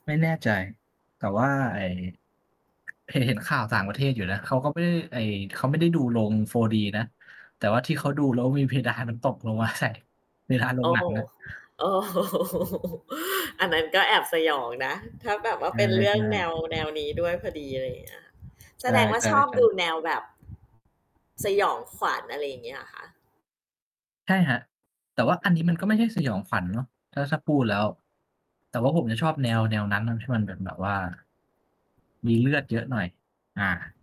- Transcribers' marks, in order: other noise; wind; laughing while speaking: "โอ้"; drawn out: "โอ้"; distorted speech
- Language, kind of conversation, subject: Thai, unstructured, คุณชอบดูหนังแนวไหนมากที่สุด?